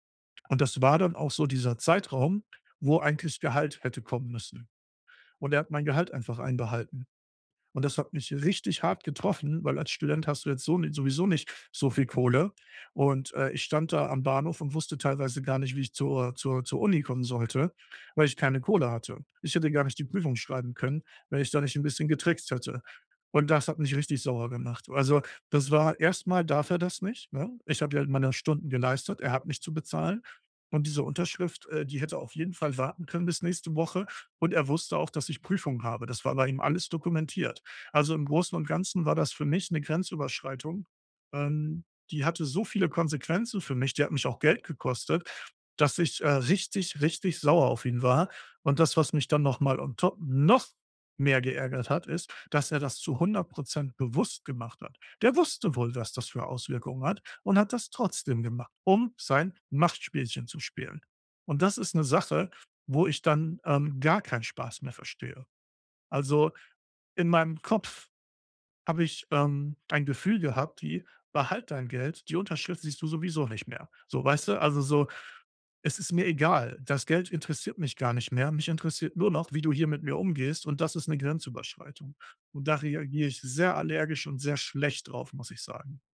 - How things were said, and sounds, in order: in English: "on top"; stressed: "noch"
- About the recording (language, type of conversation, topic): German, podcast, Wie gehst du damit um, wenn jemand deine Grenze ignoriert?